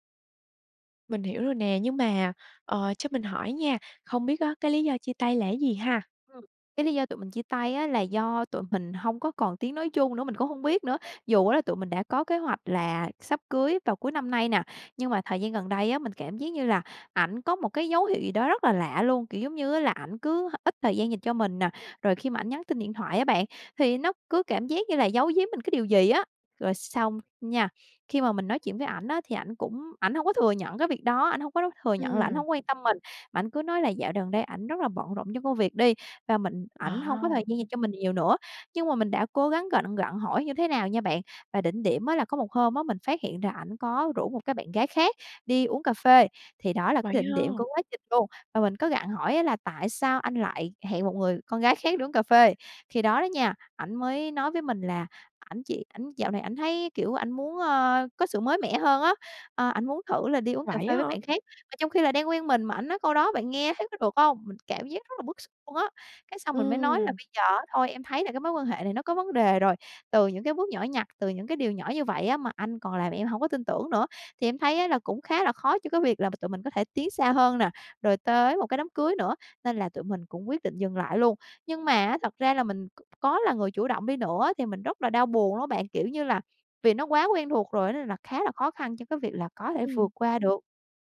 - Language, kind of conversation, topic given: Vietnamese, advice, Làm sao để vượt qua cảm giác chật vật sau chia tay và sẵn sàng bước tiếp?
- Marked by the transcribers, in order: tapping; unintelligible speech; other background noise